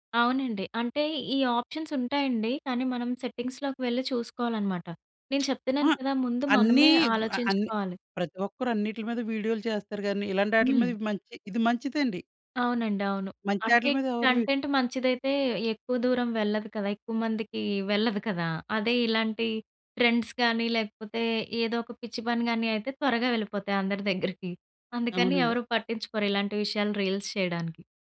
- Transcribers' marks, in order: in English: "ఆప్షన్స్"; tapping; in English: "సెట్టింగ్స్‌లోకి"; lip smack; in English: "కంటెంట్"; in English: "ట్రెండ్స్"; in English: "రీల్స్"
- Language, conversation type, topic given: Telugu, podcast, మీరు మీ పిల్లల ఆన్‌లైన్ కార్యకలాపాలను ఎలా పర్యవేక్షిస్తారు?